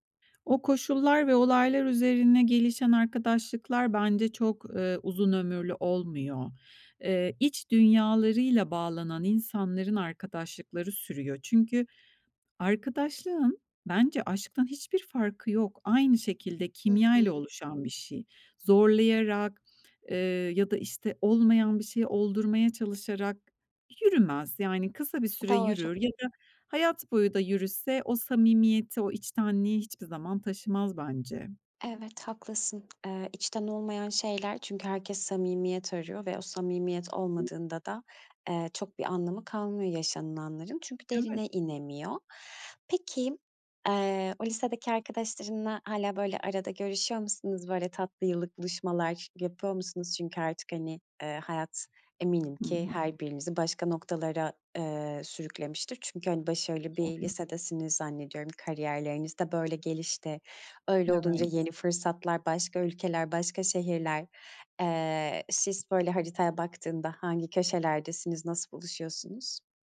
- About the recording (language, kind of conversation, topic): Turkish, podcast, Uzun süren arkadaşlıkları nasıl canlı tutarsın?
- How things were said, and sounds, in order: other background noise; tapping